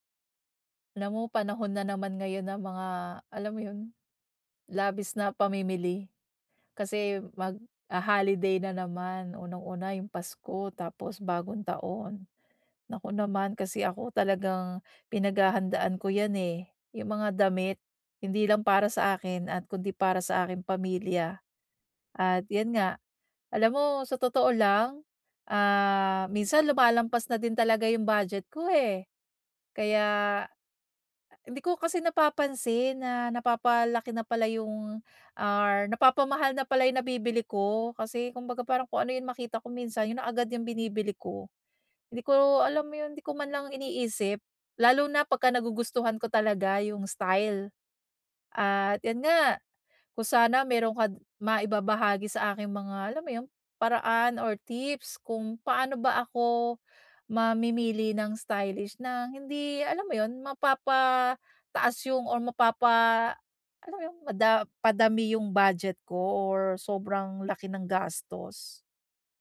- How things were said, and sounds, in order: none
- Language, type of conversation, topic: Filipino, advice, Paano ako makakapamili ng damit na may estilo nang hindi lumalampas sa badyet?